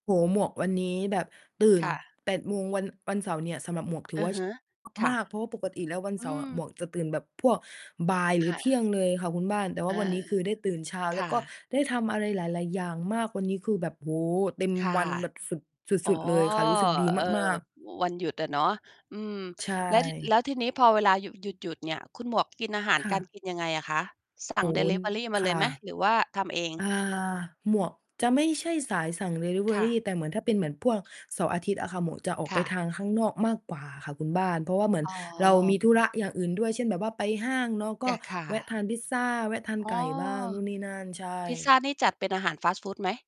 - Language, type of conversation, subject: Thai, unstructured, คุณคิดอย่างไรกับคนที่กินแต่อาหารจานด่วนทุกวัน?
- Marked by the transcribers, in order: distorted speech; tapping